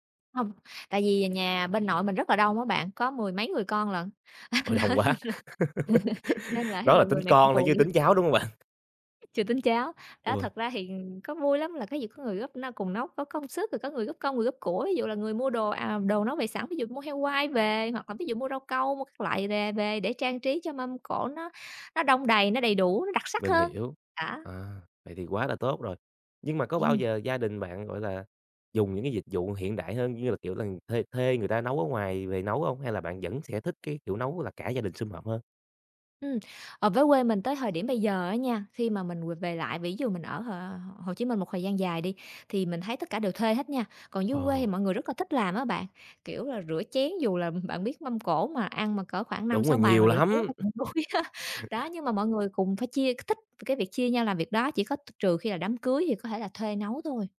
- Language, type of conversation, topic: Vietnamese, podcast, Làm sao để bày một mâm cỗ vừa đẹp mắt vừa ấm cúng, bạn có gợi ý gì không?
- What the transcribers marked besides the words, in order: other background noise; laughing while speaking: "Ôi, đông quá"; other noise; laughing while speaking: "thế nên là"; laugh; tapping; laughing while speaking: "đuối á"; chuckle